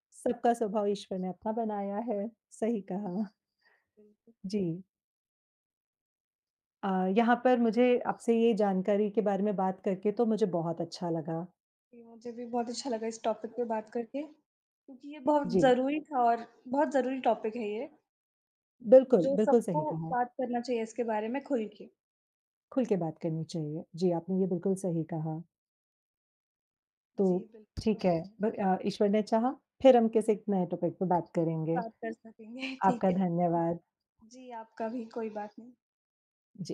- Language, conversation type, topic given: Hindi, unstructured, क्या झगड़े के बाद प्यार बढ़ सकता है, और आपका अनुभव क्या कहता है?
- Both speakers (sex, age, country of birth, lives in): female, 20-24, India, India; female, 35-39, India, India
- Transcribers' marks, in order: other background noise; other noise; in English: "टॉपिक"; in English: "टॉपिक"; in English: "टॉपिक"; laughing while speaking: "सकेंगे"